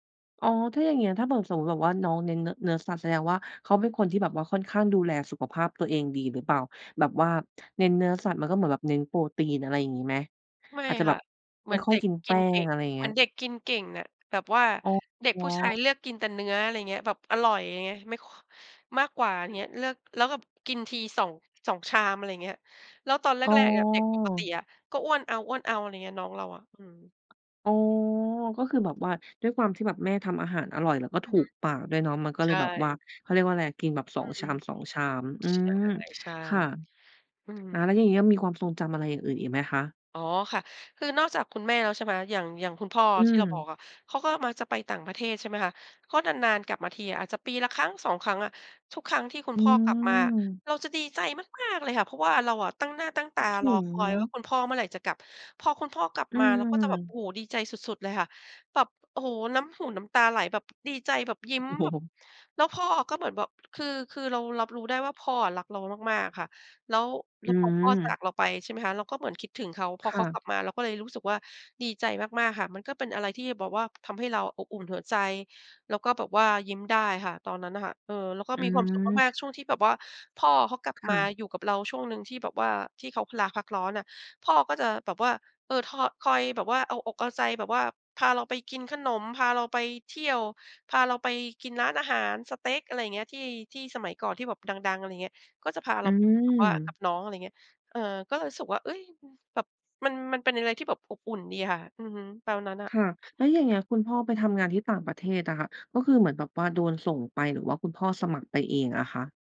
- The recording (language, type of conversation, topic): Thai, podcast, เล่าความทรงจำเล็กๆ ในบ้านที่ทำให้คุณยิ้มได้หน่อย?
- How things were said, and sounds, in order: other background noise; tapping; laughing while speaking: "โอ้โฮ"